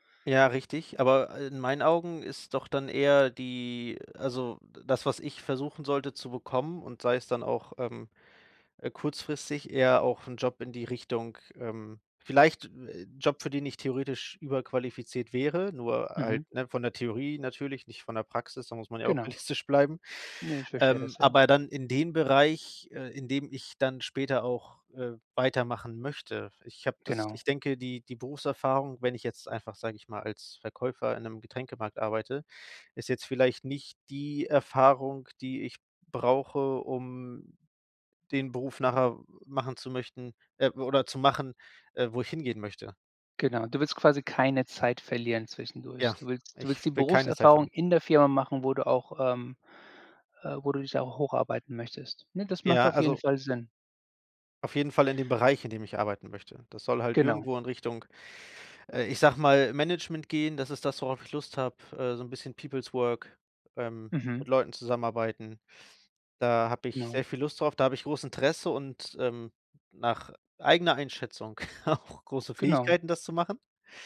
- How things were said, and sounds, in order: tapping; laughing while speaking: "realistisch bleiben"; in English: "Peoples Work"; chuckle; laughing while speaking: "auch"
- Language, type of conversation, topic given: German, advice, Wie ist es zu deinem plötzlichen Jobverlust gekommen?